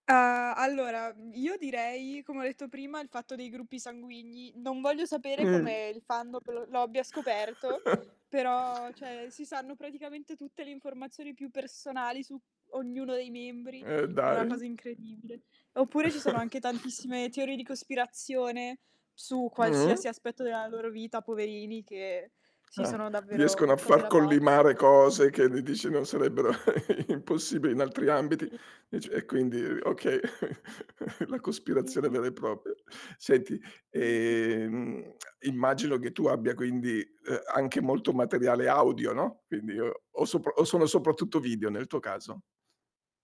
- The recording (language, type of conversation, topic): Italian, podcast, Com’è nata la tua passione per la musica?
- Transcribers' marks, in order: distorted speech; other background noise; tapping; chuckle; chuckle; chuckle; chuckle; drawn out: "ehm"; tongue click